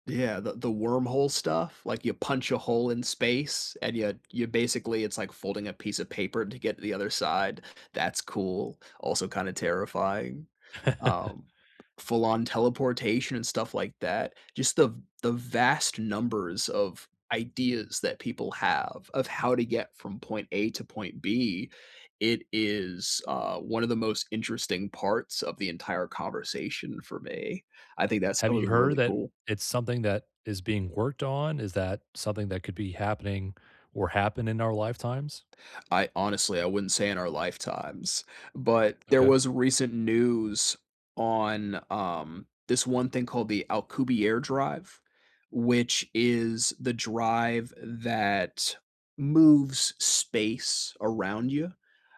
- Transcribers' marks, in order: laugh; tapping
- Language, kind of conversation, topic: English, unstructured, What do you find most interesting about space?